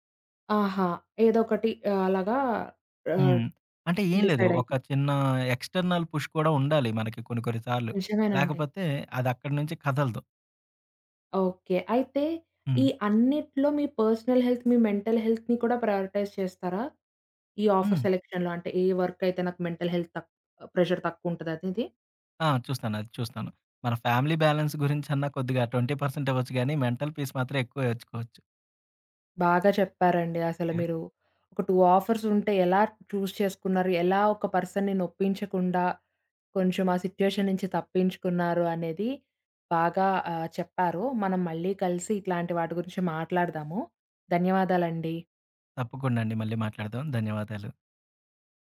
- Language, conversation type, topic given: Telugu, podcast, రెండు ఆఫర్లలో ఒకదాన్నే ఎంపిక చేయాల్సి వస్తే ఎలా నిర్ణయం తీసుకుంటారు?
- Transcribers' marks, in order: in English: "ఎక్స్‌టర్నల్ పుష్"; in English: "పర్సనల్ హెల్త్"; in English: "మెంటల్ హెల్త్‌ని"; in English: "ప్రయారిటైజ్"; in English: "ఆఫర్ సెలక్షన్‌లో"; in English: "వర్క్"; in English: "మెంటల్ హెల్త్"; in English: "ప్రెషర్"; in English: "ఫ్యామిలీ బ్యాలెన్స్"; in English: "ట్వెంటీ పర్సెంట్"; in English: "మెంటల్ పీస్"; in English: "టూ ఆఫర్స్"; in English: "చూస్"; in English: "పర్సన్‌ని"; in English: "సిట్యుయేషన్"